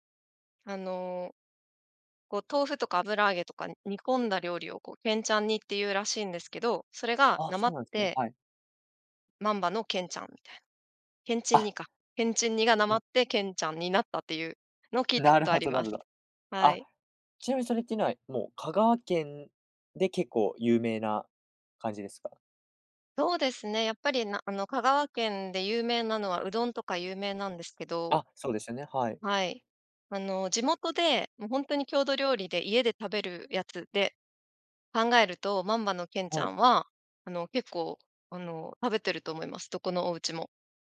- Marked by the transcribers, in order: unintelligible speech; other background noise
- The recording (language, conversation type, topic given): Japanese, podcast, おばあちゃんのレシピにはどんな思い出がありますか？